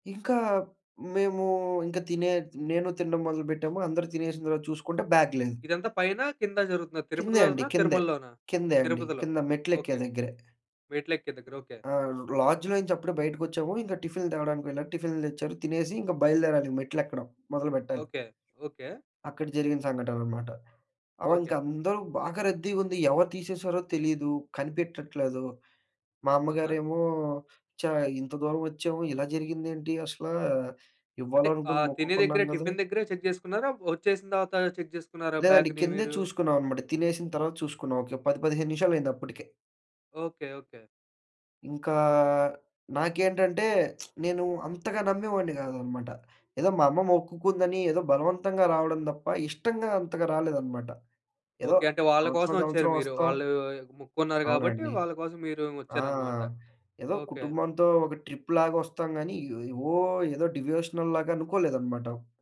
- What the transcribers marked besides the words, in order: in English: "బ్యాగ్"; in English: "లాడ్జ్‌లో"; tapping; in English: "చెక్"; in English: "చెక్"; in English: "బ్యాగ్‌నీ"; lip smack; in English: "డివోషనల్‌లాగా"
- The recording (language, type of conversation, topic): Telugu, podcast, ఎప్పుడైనా నీ ప్రయాణం జీవితాన్ని మార్చేసిందా? అది ఎలా?